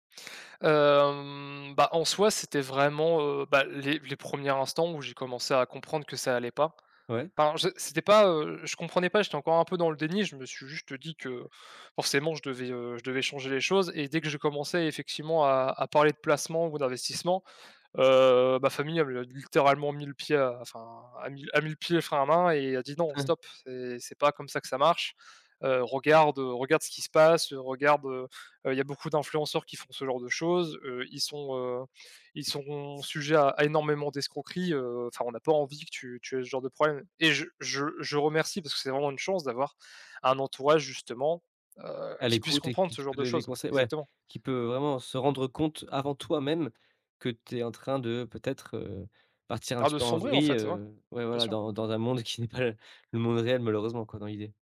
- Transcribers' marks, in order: drawn out: "Hem"; other background noise; chuckle; tapping; laughing while speaking: "qui n'est pas le"
- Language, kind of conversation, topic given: French, podcast, Comment fais-tu pour éviter de te comparer aux autres sur les réseaux sociaux ?